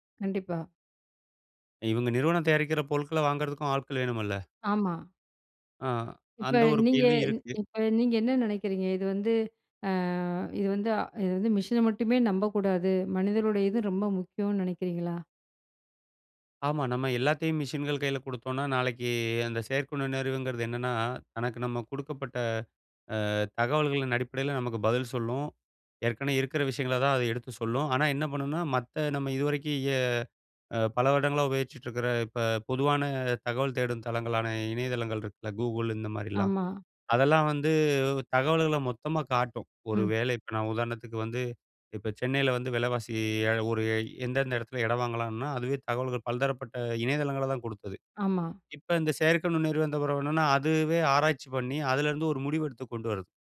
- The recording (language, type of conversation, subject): Tamil, podcast, எதிர்காலத்தில் செயற்கை நுண்ணறிவு நம் வாழ்க்கையை எப்படிப் மாற்றும்?
- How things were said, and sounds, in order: other background noise; drawn out: "அ"; in English: "மிஷின்கள்"; "பலதரப்பட்ட" said as "பல்தரப்பட்ட"